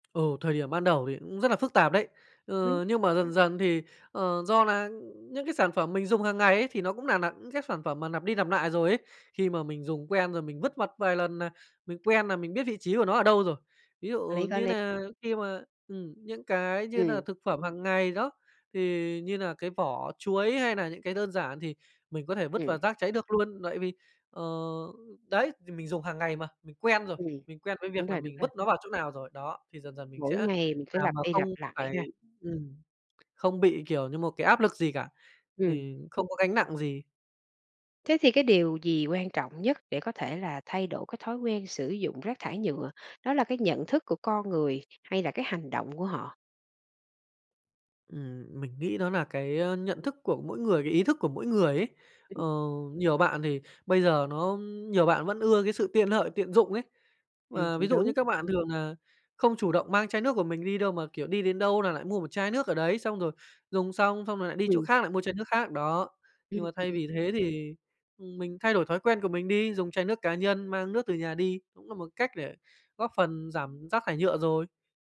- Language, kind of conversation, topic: Vietnamese, podcast, Bạn thường làm gì để giảm rác thải nhựa trong gia đình?
- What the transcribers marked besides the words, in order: tapping; "lặp" said as "nặp"; "lặp" said as "nặp"; other background noise